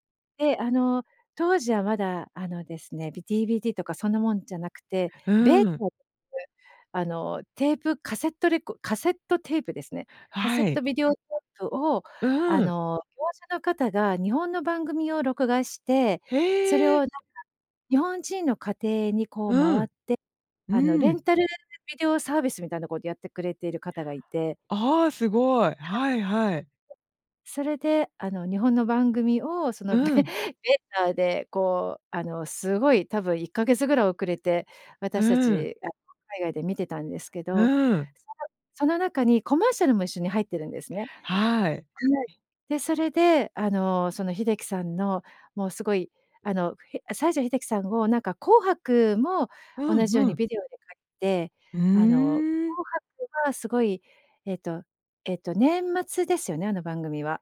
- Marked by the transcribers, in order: unintelligible speech
- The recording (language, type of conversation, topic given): Japanese, podcast, 懐かしいCMの中で、いちばん印象に残っているのはどれですか？